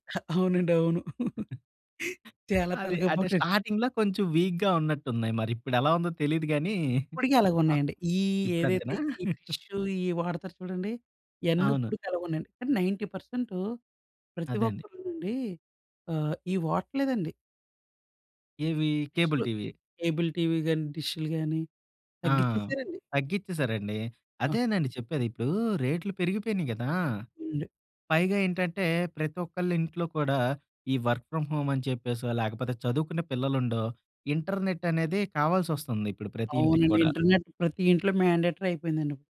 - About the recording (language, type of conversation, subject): Telugu, podcast, స్ట్రీమింగ్ వల్ల టీవీని పూర్తిగా భర్తీ చేస్తుందని మీకు అనిపిస్తుందా?
- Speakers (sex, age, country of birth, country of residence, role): male, 30-34, India, India, guest; male, 30-34, India, India, host
- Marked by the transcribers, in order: giggle; chuckle; in English: "స్టార్టింగ్‌లో"; in English: "వీక్‌గా"; other noise; giggle; in English: "నైన్టీ పర్సెంట్"; in English: "కేబుల్ టీవీ"; in English: "కేబుల్ టీవీ"; in English: "వర్క్ ఫ్రామ్ హోమ్"; in English: "ఇంటర్నెట్"; in English: "ఇంటర్నెట్"; in English: "మాండేటరీ"